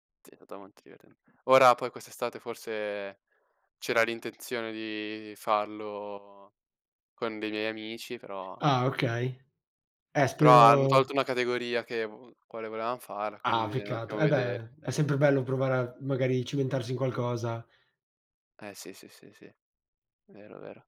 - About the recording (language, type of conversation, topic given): Italian, unstructured, Qual è il posto che ti ha fatto sentire più felice?
- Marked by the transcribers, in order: "stato" said as "tato"